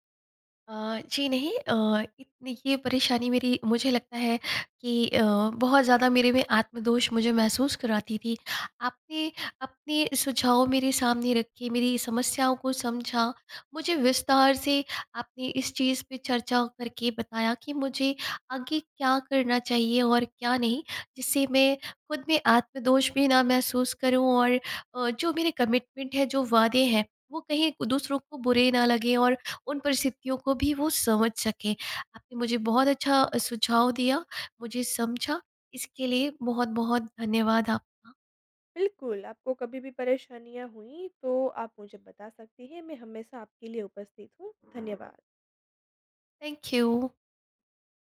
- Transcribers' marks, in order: in English: "कमिटमेंट"; other background noise; in English: "थैंक यू"
- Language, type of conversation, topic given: Hindi, advice, जब आप अपने वादे पूरे नहीं कर पाते, तो क्या आपको आत्म-दोष महसूस होता है?
- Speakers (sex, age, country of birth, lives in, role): female, 25-29, India, India, advisor; female, 35-39, India, India, user